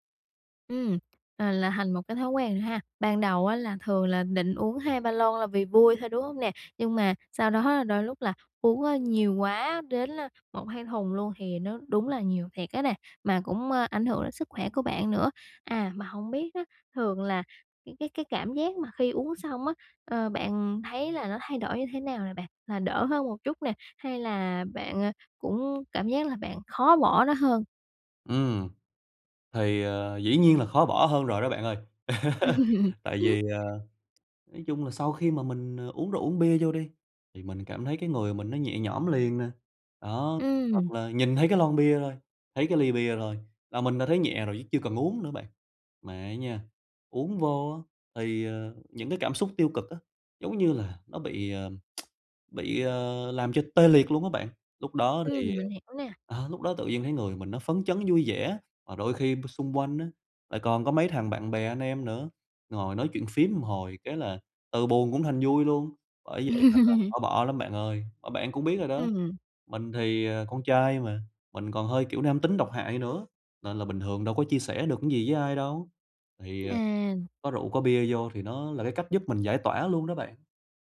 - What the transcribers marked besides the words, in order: tapping; laughing while speaking: "đó"; other background noise; laugh; tsk; laugh
- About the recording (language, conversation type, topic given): Vietnamese, advice, Làm sao để phá vỡ những mô thức tiêu cực lặp đi lặp lại?